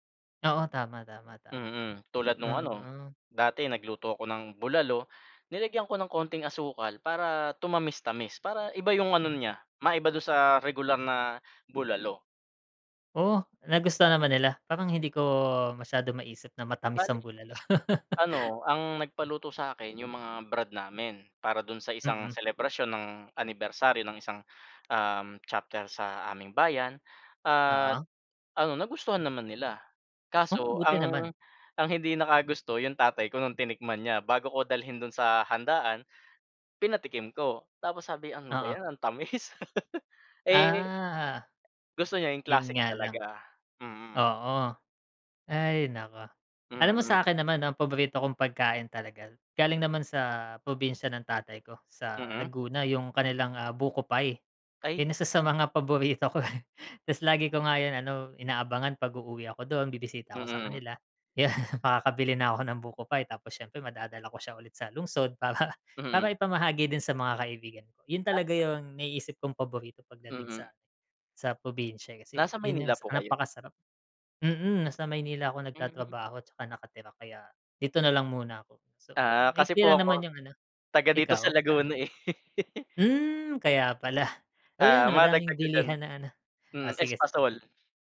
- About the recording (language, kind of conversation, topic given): Filipino, unstructured, Ano ang papel ng pagkain sa ating kultura at pagkakakilanlan?
- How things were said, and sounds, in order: chuckle; chuckle; chuckle; laughing while speaking: "kaya"; chuckle